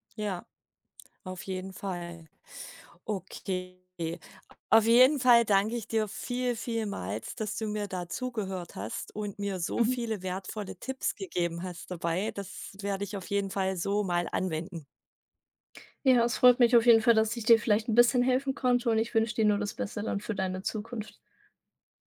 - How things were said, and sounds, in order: none
- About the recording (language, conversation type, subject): German, advice, Wie kann ich Nein sagen und meine Grenzen ausdrücken, ohne mich schuldig zu fühlen?
- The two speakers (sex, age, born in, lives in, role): female, 18-19, Germany, Germany, advisor; female, 40-44, Germany, Germany, user